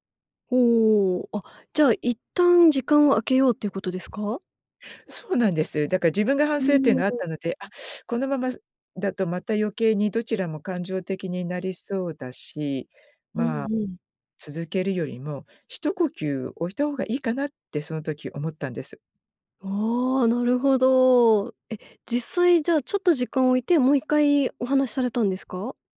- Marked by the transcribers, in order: none
- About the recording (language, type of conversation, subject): Japanese, podcast, 相手を責めずに伝えるには、どう言えばいいですか？